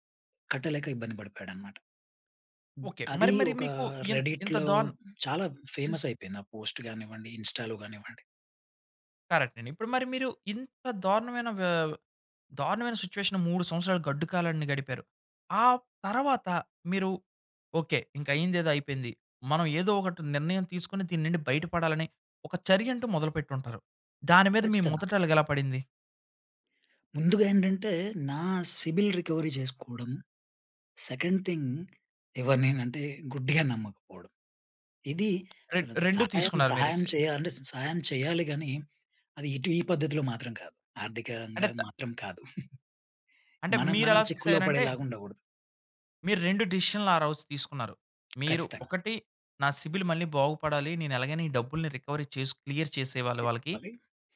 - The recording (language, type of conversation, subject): Telugu, podcast, విఫలమైన తర్వాత మీరు తీసుకున్న మొదటి చర్య ఏమిటి?
- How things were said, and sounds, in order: other background noise; in English: "రెడిట్‌లో"; in English: "ఫేమస్"; in English: "పోస్ట్"; in English: "ఇన్‌స్టాలో"; in English: "కరెక్ట్"; in English: "సిట్యుయేషన్"; "అడుగు" said as "అలుగు"; in English: "సిబిల్ రికవరీ"; in English: "సెకండ్ థింగ్"; tapping; chuckle; in English: "ఫిక్స్"; in English: "సిబిల్"; in English: "రికవరీ"; in English: "క్లియర్"